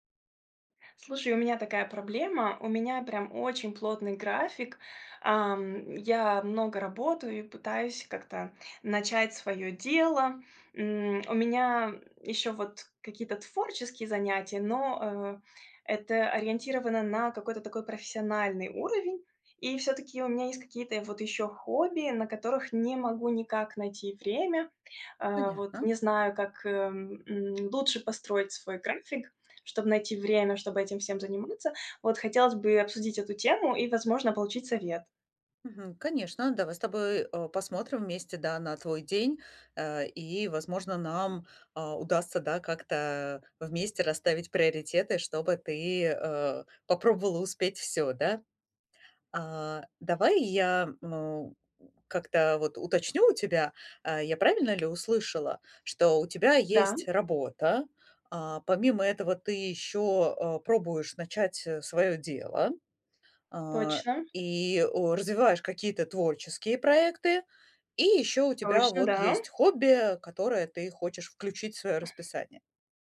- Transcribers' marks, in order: other background noise
- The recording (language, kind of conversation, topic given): Russian, advice, Как найти время для хобби при очень плотном рабочем графике?